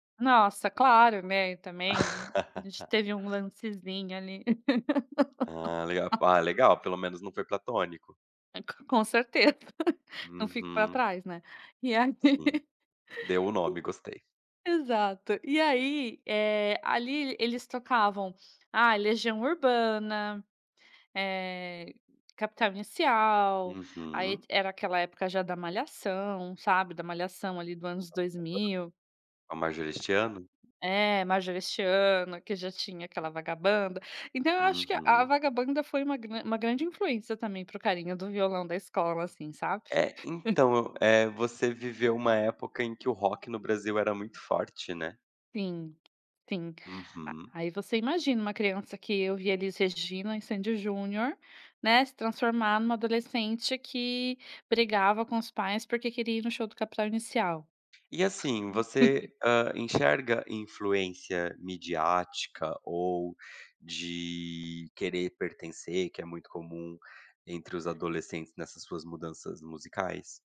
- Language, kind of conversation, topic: Portuguese, podcast, Questão sobre o papel da nostalgia nas escolhas musicais
- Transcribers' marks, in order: laugh; unintelligible speech; laugh; unintelligible speech; laugh; laughing while speaking: "E aí"; tapping; unintelligible speech; chuckle; other background noise; chuckle